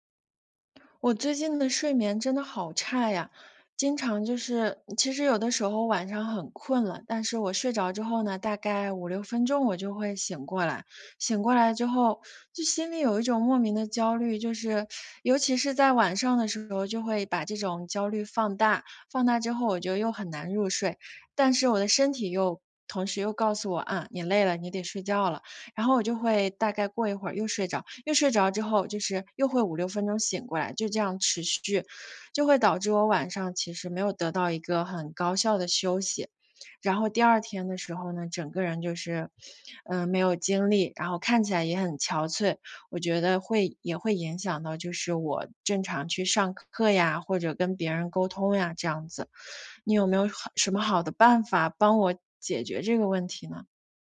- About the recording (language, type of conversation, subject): Chinese, advice, 你能描述一下最近持续出现、却说不清原因的焦虑感吗？
- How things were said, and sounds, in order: none